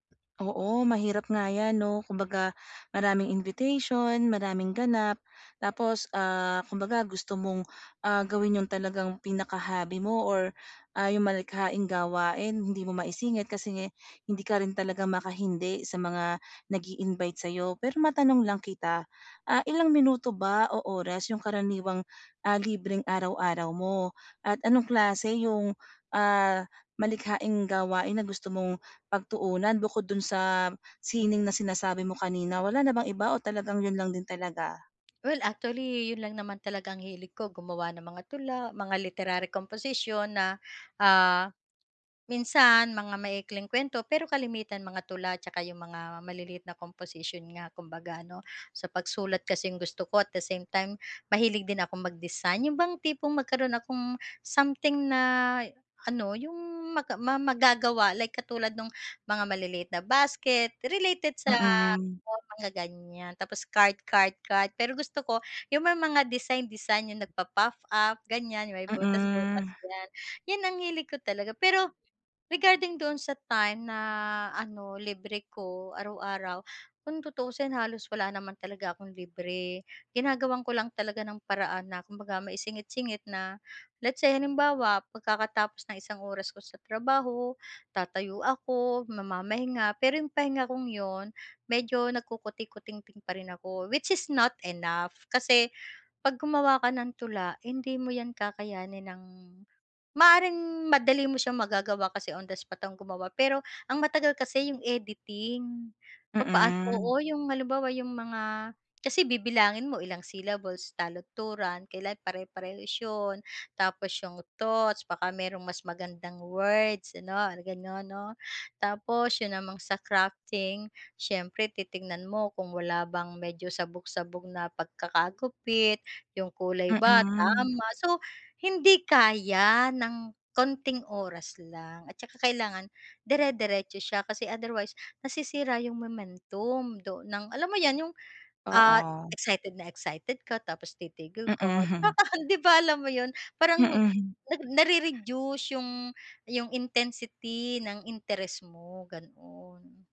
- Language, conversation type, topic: Filipino, advice, Paano ako makakapaglaan ng oras araw-araw para sa malikhaing gawain?
- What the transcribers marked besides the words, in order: tapping; chuckle; chuckle; other background noise